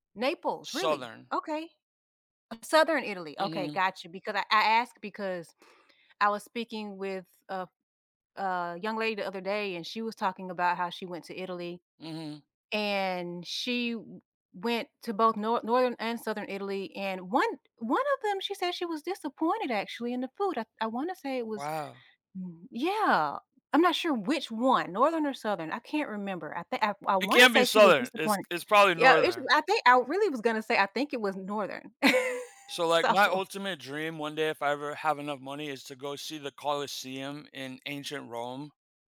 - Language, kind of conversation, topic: English, unstructured, How does learning to cook a new cuisine connect to your memories and experiences with food?
- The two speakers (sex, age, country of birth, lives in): female, 45-49, United States, United States; male, 40-44, United States, United States
- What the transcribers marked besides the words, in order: other background noise; chuckle; laughing while speaking: "so"